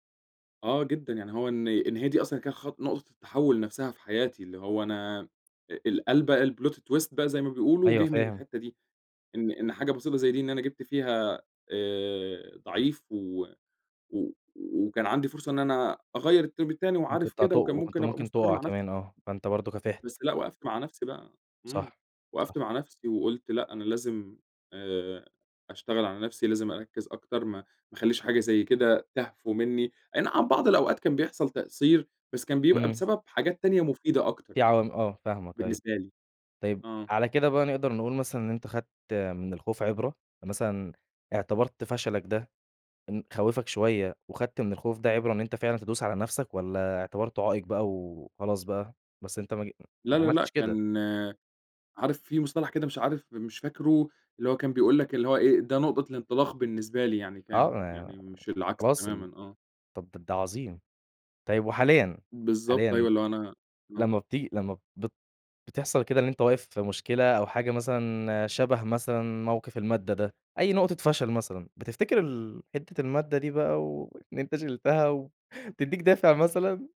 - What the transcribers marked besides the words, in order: in English: "الplot twist"; in English: "الترم"; unintelligible speech
- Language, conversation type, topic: Arabic, podcast, إمتى حصل معاك إنك حسّيت بخوف كبير وده خلّاك تغيّر حياتك؟